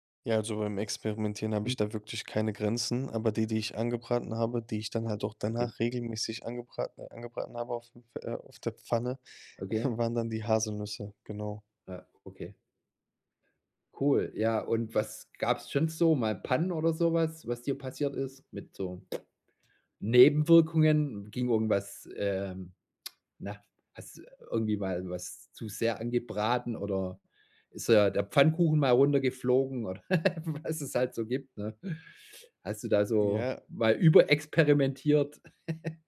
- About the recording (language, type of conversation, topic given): German, podcast, Kannst du von einem Küchenexperiment erzählen, das dich wirklich überrascht hat?
- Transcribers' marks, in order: other noise; tsk; giggle; giggle